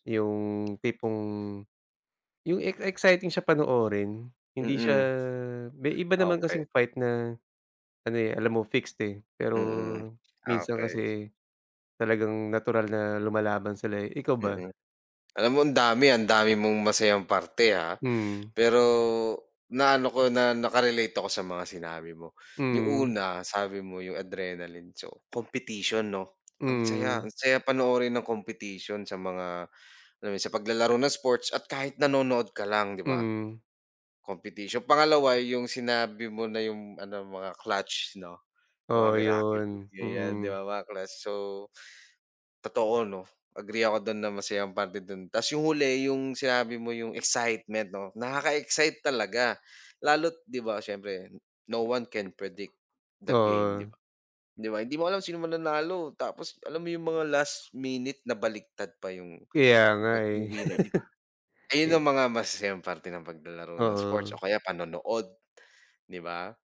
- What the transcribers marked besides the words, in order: in English: "adrenaline, so competition"; in English: "clutch"; in English: "no one can predict the game"; chuckle
- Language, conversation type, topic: Filipino, unstructured, Ano ang pinakamasayang bahagi ng paglalaro ng isports para sa’yo?